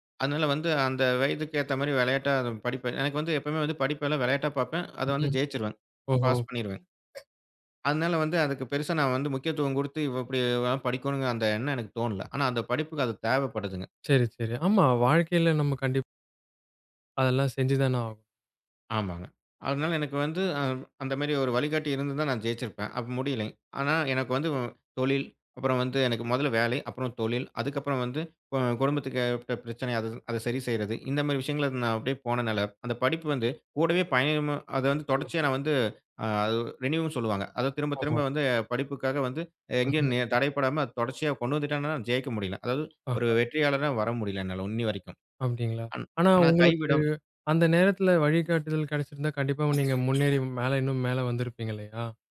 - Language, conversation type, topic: Tamil, podcast, மறுபடியும் கற்றுக்கொள்ளத் தொடங்க உங்களுக்கு ஊக்கம் எப்படி கிடைத்தது?
- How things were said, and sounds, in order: other noise; tapping